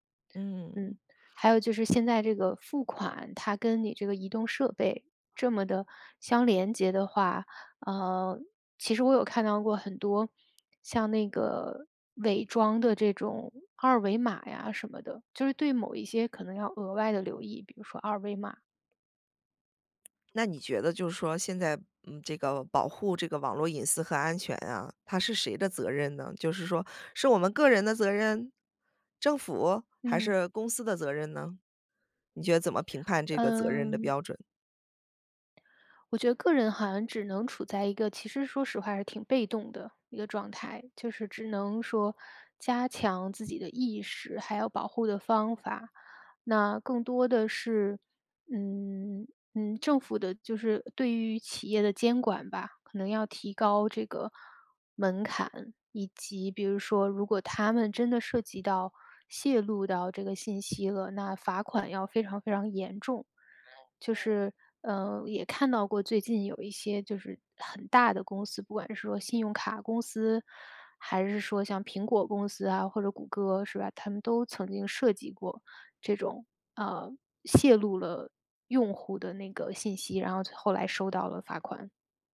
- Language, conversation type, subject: Chinese, podcast, 我们该如何保护网络隐私和安全？
- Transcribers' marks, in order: other background noise; tapping